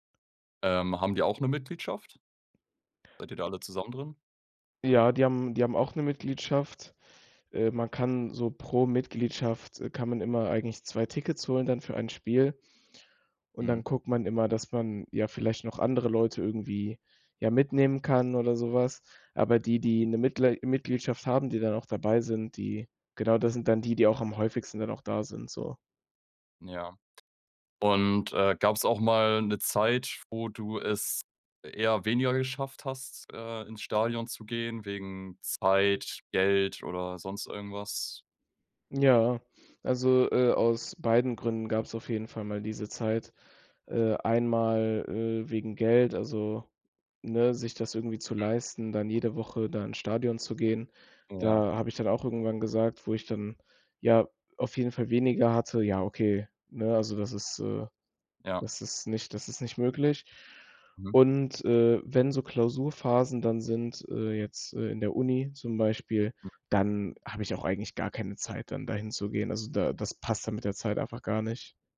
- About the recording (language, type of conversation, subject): German, podcast, Wie hast du dein liebstes Hobby entdeckt?
- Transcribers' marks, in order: other background noise